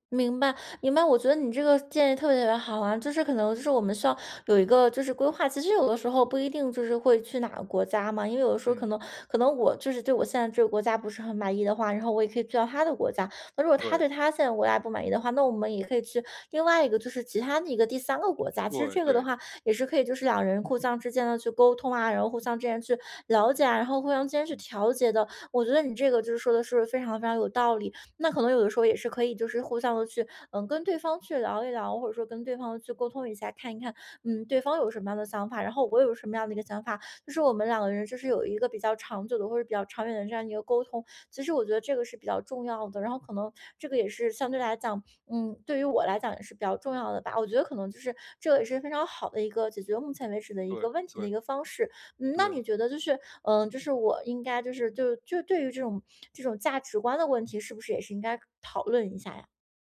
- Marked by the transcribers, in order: "的" said as "呃"; other background noise; tapping
- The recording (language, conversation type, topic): Chinese, advice, 我们如何在关系中共同明确未来的期望和目标？